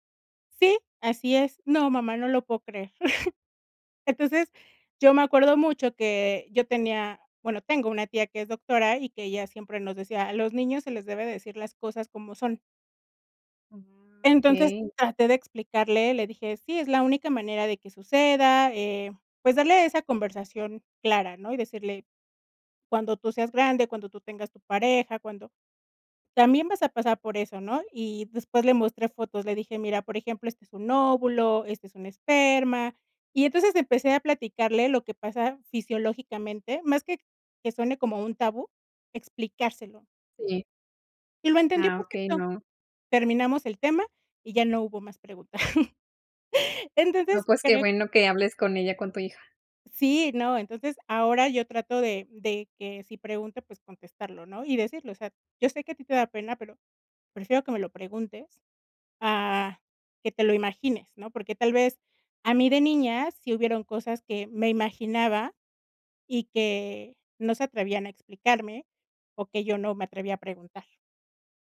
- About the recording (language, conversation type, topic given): Spanish, podcast, ¿Cómo describirías una buena comunicación familiar?
- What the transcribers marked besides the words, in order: chuckle; chuckle